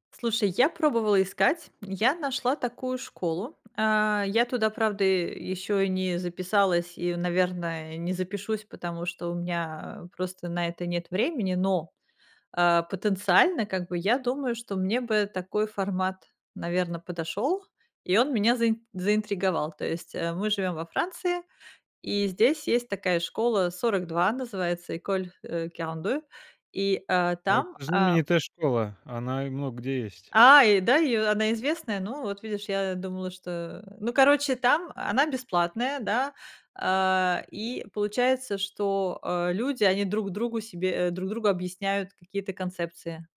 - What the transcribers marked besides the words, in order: in French: "école"; in French: "quarante-deux"
- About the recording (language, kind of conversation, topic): Russian, podcast, Где искать бесплатные возможности для обучения?